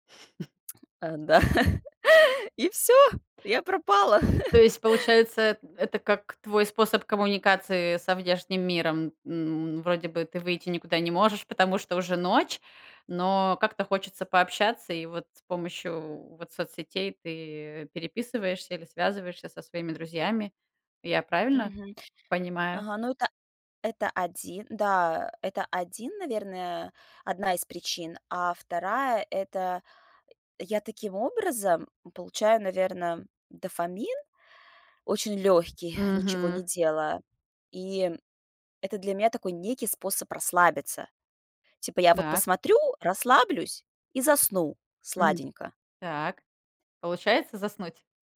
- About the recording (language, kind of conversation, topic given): Russian, advice, Мешают ли вам гаджеты и свет экрана по вечерам расслабиться и заснуть?
- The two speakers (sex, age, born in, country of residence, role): female, 40-44, Russia, United States, advisor; female, 40-44, Russia, United States, user
- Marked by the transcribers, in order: laughing while speaking: "да"; laughing while speaking: "пропала"